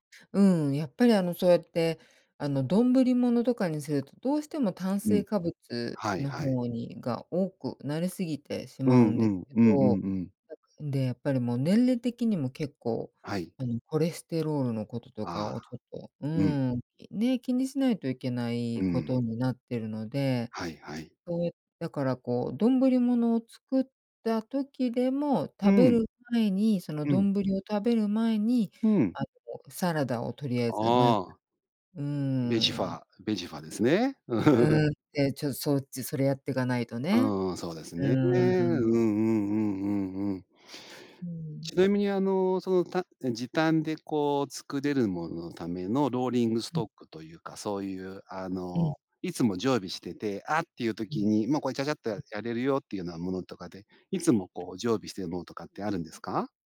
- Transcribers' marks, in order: giggle
- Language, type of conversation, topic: Japanese, podcast, 短時間で作れるご飯、どうしてる？